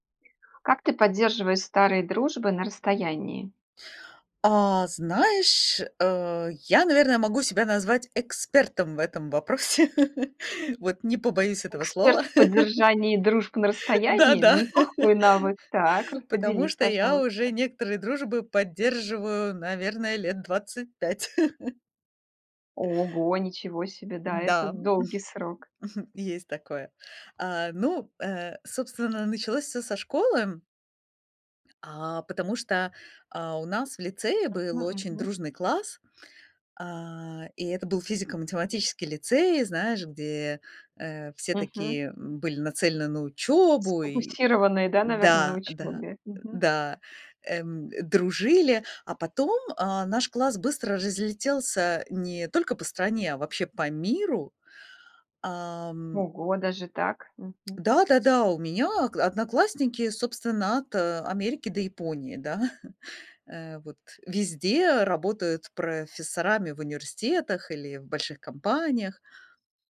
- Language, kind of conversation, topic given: Russian, podcast, Как ты поддерживаешь старые дружеские отношения на расстоянии?
- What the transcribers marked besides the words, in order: laughing while speaking: "вопросе"; chuckle; laughing while speaking: "Да да"; chuckle; chuckle; tapping; chuckle